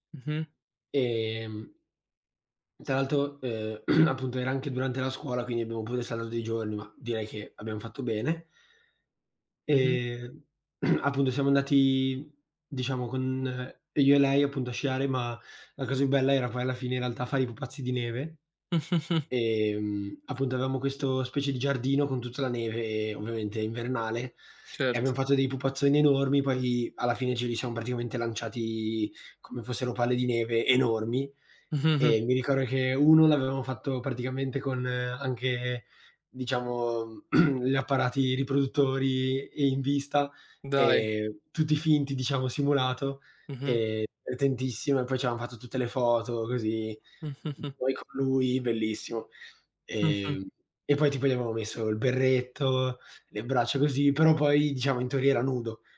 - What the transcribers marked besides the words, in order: throat clearing; throat clearing; chuckle; chuckle; stressed: "enormi"; throat clearing; chuckle
- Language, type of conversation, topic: Italian, unstructured, Qual è il ricordo più divertente che hai di un viaggio?